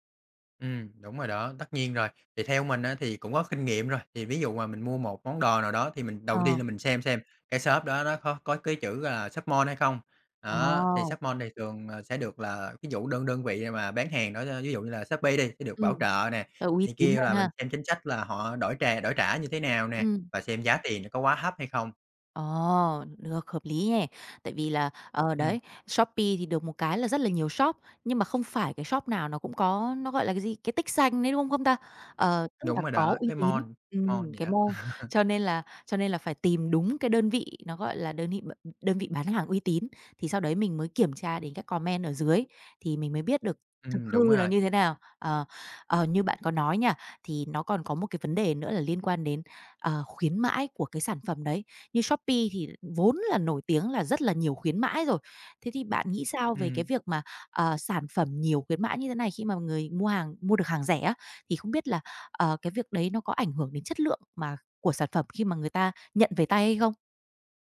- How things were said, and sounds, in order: tapping; in English: "Shop Mall"; in English: "Shop Mall"; chuckle; in English: "comment"
- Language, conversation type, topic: Vietnamese, podcast, Bạn có thể chia sẻ trải nghiệm mua sắm trực tuyến của mình không?